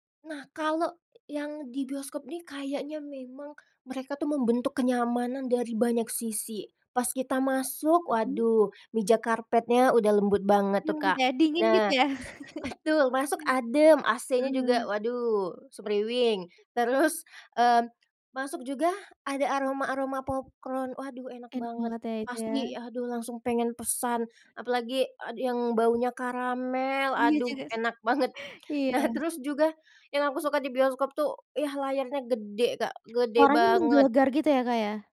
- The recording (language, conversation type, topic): Indonesian, podcast, Bagaimana pengalaman menonton di bioskop dibandingkan menonton di rumah lewat layanan streaming?
- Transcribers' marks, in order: chuckle; other background noise; in English: "popcron"; laughing while speaking: "Nah"; chuckle